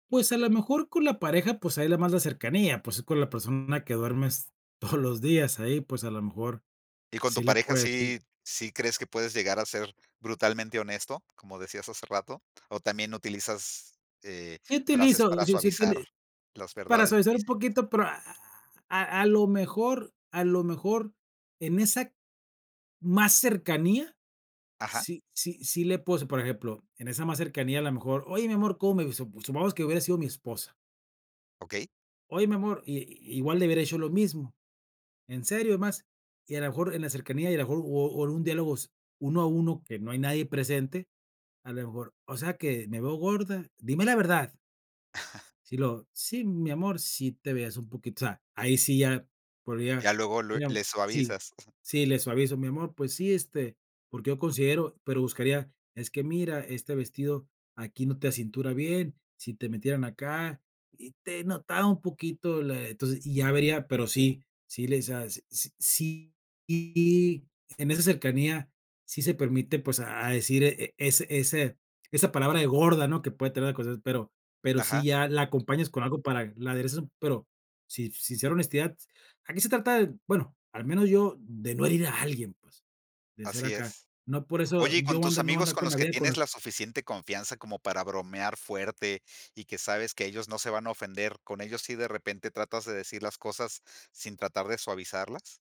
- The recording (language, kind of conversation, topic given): Spanish, podcast, ¿Cómo puedo ser honesto sin herir a nadie?
- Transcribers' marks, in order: chuckle; cough